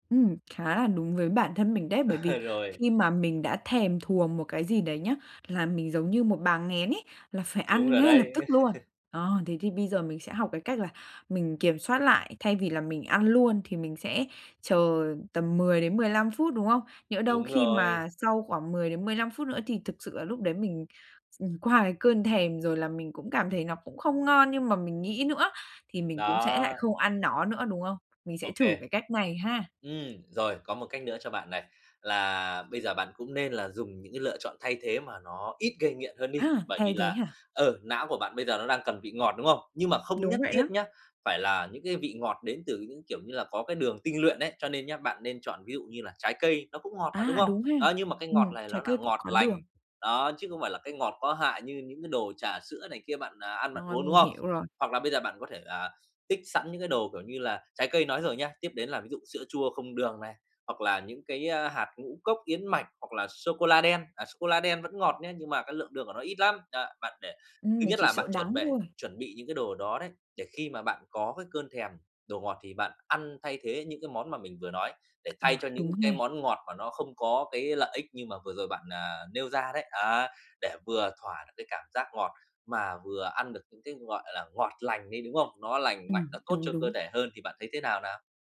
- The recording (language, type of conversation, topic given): Vietnamese, advice, Làm thế nào để kiểm soát cơn thèm ngay khi nó xuất hiện?
- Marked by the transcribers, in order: laughing while speaking: "Ờ"; tapping; laugh